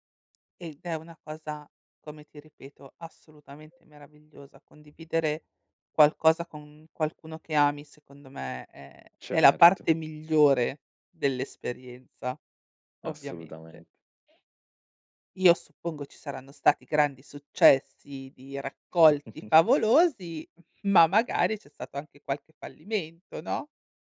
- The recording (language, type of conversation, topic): Italian, podcast, Qual è un'esperienza nella natura che ti ha fatto cambiare prospettiva?
- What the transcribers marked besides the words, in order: other background noise; sniff; tapping; chuckle